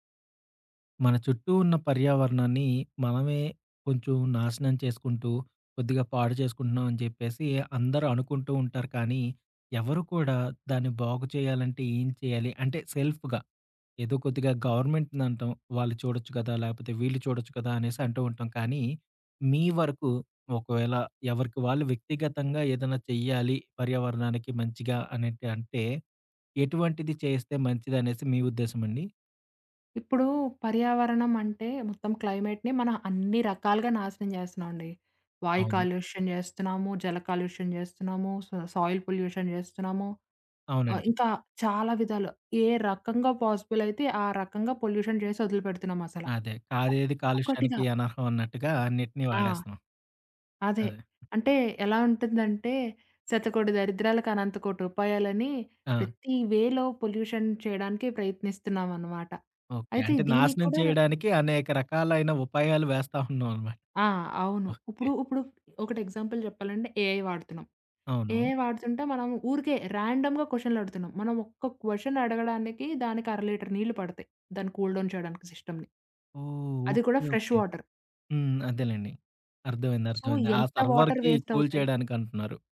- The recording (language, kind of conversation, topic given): Telugu, podcast, పర్యావరణ రక్షణలో సాధారణ వ్యక్తి ఏమేం చేయాలి?
- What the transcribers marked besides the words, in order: in English: "సెల్ఫ్‌గా"; in English: "గవర్నమెంట్‌ని"; in English: "క్లైమేట్‌నే"; in English: "సో, సా సాయిల్ పొల్యూషన్"; in English: "పాజిబుల్"; in English: "పొల్యూషన్"; in English: "వేలో పొల్యూషన్"; in English: "ఎగ్జాంపుల్"; in English: "ఏఐ"; in English: "ఏఐ"; in English: "రాండమ్‌గా"; in English: "క్వొషన్"; in English: "లీటర్"; in English: "కూల్‌డౌన్"; in English: "సిస్టమ్‌ని"; in English: "ఫ్రెష్ వాటర్"; in English: "సర్వర్‌కి కూల్"; in English: "సో"; in English: "వాటర్ వేస్ట్"